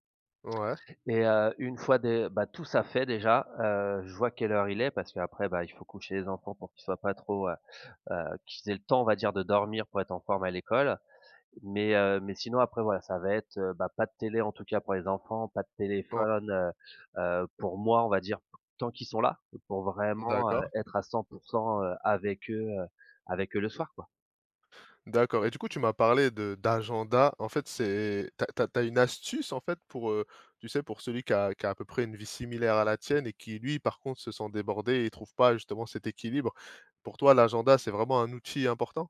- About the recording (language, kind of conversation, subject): French, podcast, Comment gères-tu l’équilibre entre le travail et la vie personnelle ?
- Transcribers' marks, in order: tapping